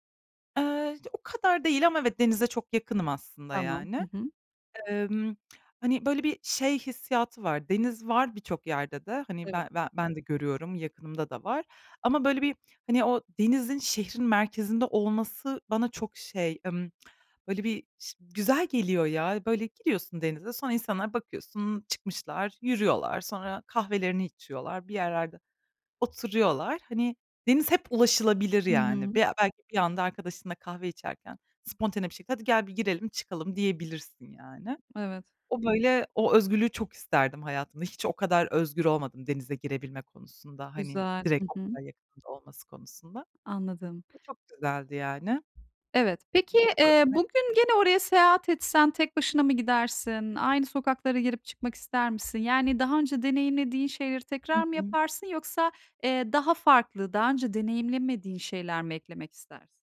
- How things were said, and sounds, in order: other background noise; unintelligible speech
- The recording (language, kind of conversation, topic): Turkish, podcast, Seyahatlerinde en unutamadığın an hangisi?
- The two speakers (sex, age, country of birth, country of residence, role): female, 25-29, Turkey, Germany, guest; female, 40-44, Turkey, Netherlands, host